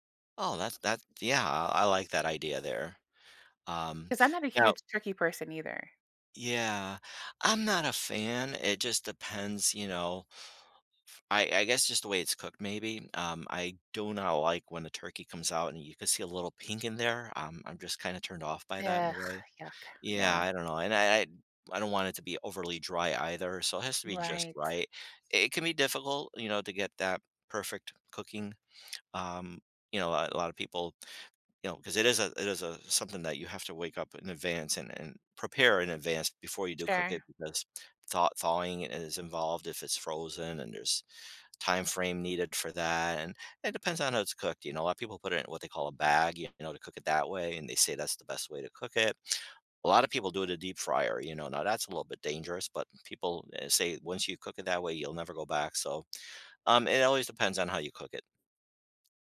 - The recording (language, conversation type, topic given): English, unstructured, How can I understand why holidays change foods I crave or avoid?
- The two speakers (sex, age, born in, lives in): female, 45-49, United States, United States; male, 60-64, Italy, United States
- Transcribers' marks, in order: tapping